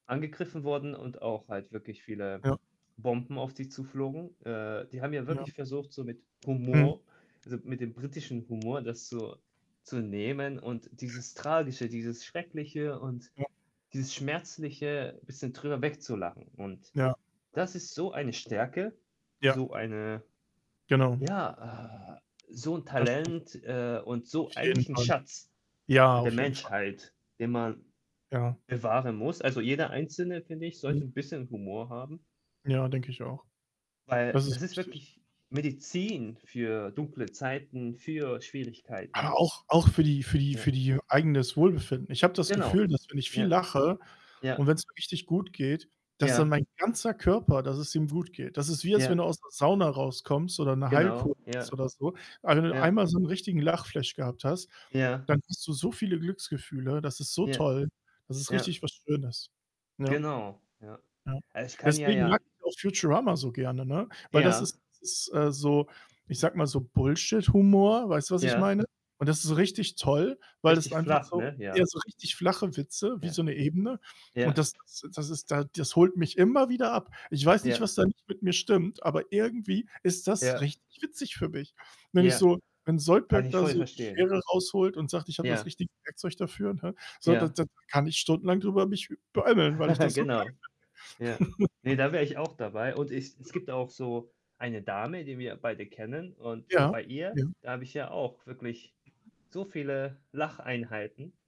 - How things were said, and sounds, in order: tapping; distorted speech; static; other background noise; background speech; unintelligible speech; unintelligible speech; chuckle; chuckle
- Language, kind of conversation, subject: German, unstructured, Welche Rolle spielt Humor in deinem Alltag?